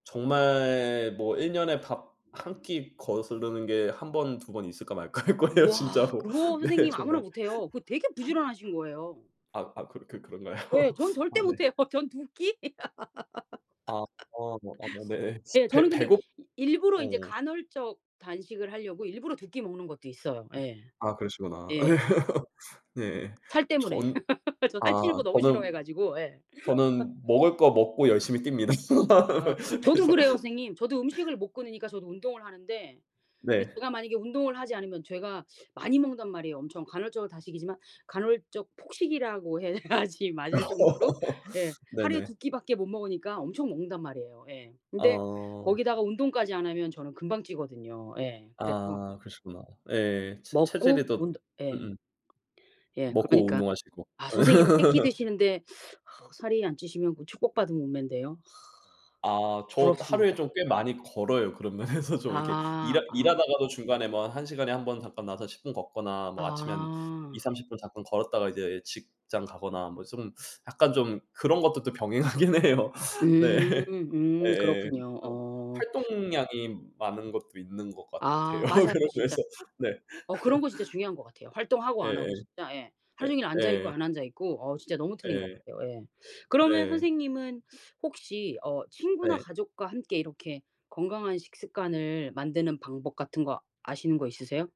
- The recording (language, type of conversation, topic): Korean, unstructured, 건강한 식습관을 꾸준히 유지하려면 어떻게 해야 할까요?
- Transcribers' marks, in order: laughing while speaking: "할 거예요, 진짜로. 네 정말"; laugh; laughing while speaking: "그런가요?"; laughing while speaking: "해요"; laugh; laugh; tapping; other background noise; laugh; laugh; laughing while speaking: "뜁니다, 그래서"; laughing while speaking: "해야지"; laugh; laugh; other noise; laughing while speaking: "면에서"; laughing while speaking: "병행하긴 해요. 네"; laughing while speaking: "같아요, 그런 면에서. 네"; laugh